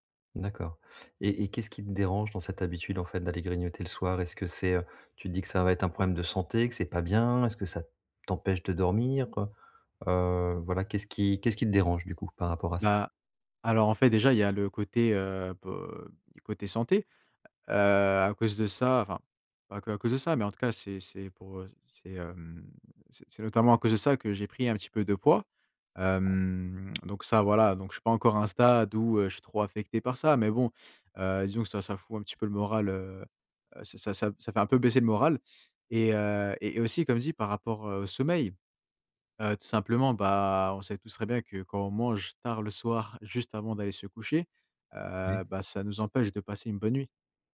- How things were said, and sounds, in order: other background noise
- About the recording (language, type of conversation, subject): French, advice, Comment arrêter de manger tard le soir malgré ma volonté d’arrêter ?